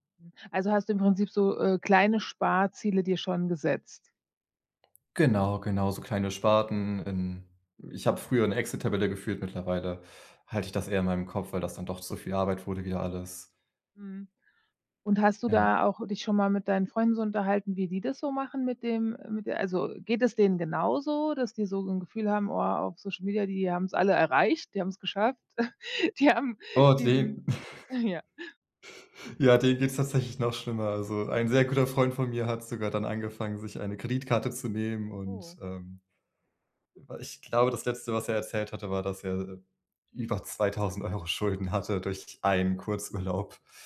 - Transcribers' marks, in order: unintelligible speech; chuckle; joyful: "Ja, denen geht's tatsächlich noch schlimmer"; laughing while speaking: "Die haben"; laughing while speaking: "ja"
- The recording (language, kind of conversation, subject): German, advice, Wie gehe ich mit Geldsorgen und dem Druck durch Vergleiche in meinem Umfeld um?